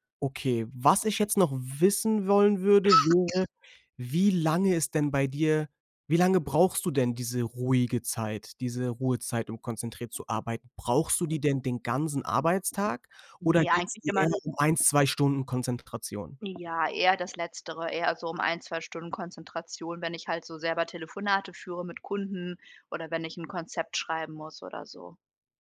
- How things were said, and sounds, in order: other background noise; cough; tapping
- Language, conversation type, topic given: German, advice, Wie kann ich in einem geschäftigen Büro ungestörte Zeit zum konzentrierten Arbeiten finden?